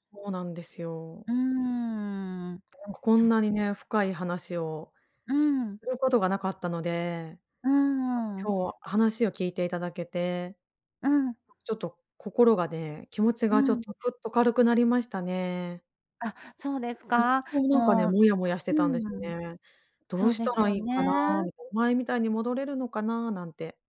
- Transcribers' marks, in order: other noise; tapping; other background noise
- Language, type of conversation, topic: Japanese, advice, 遺産相続で家族が対立している
- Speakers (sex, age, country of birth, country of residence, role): female, 40-44, Japan, Japan, user; female, 50-54, Japan, Japan, advisor